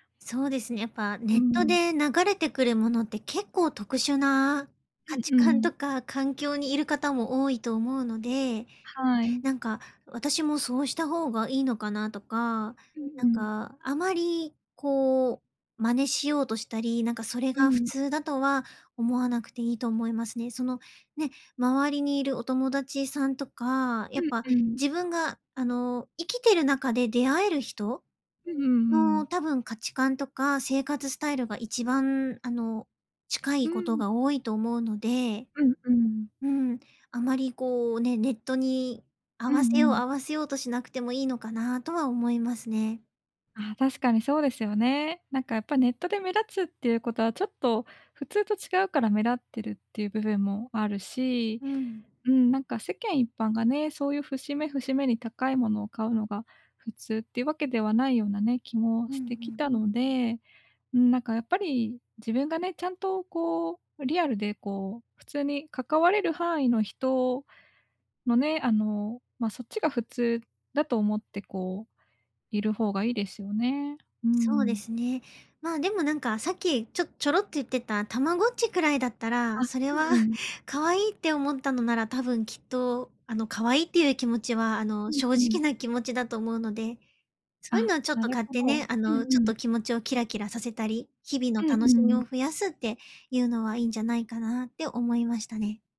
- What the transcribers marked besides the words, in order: tapping
- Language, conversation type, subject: Japanese, advice, 他人と比べて物を買いたくなる気持ちをどうすればやめられますか？
- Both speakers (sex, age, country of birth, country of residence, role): female, 25-29, Japan, Japan, user; female, 30-34, Japan, Japan, advisor